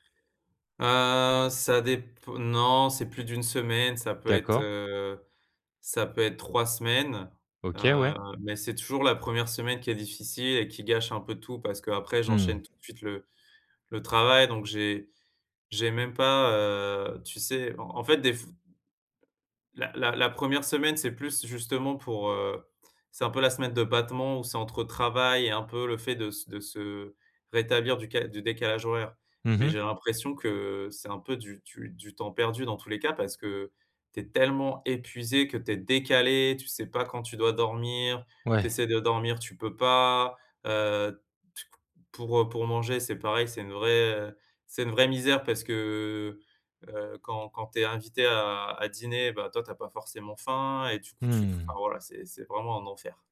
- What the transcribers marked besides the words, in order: none
- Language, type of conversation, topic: French, advice, Comment vivez-vous le décalage horaire après un long voyage ?